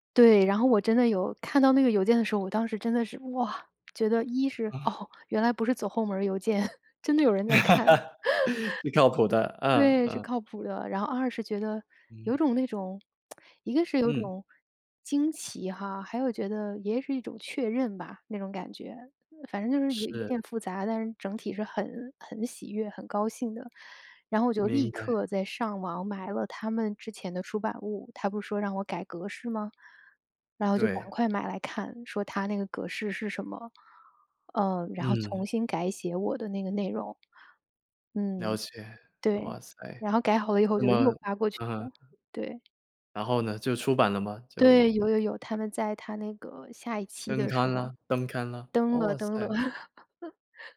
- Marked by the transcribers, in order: other background noise; laugh; laughing while speaking: "挺靠谱的"; chuckle; laugh; tsk; laugh
- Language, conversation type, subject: Chinese, podcast, 你通常怎么判断自己应该继续坚持，还是该放手并重新学习？